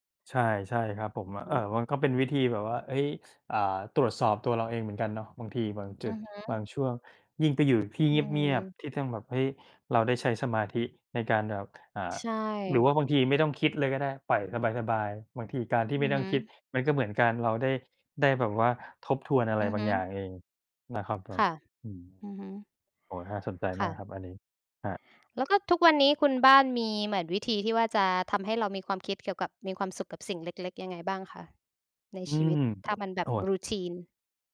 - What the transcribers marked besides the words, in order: tapping; other background noise; in English: "Routine"
- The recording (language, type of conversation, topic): Thai, unstructured, คุณชอบทำอะไรเพื่อสร้างความสุขให้ตัวเอง?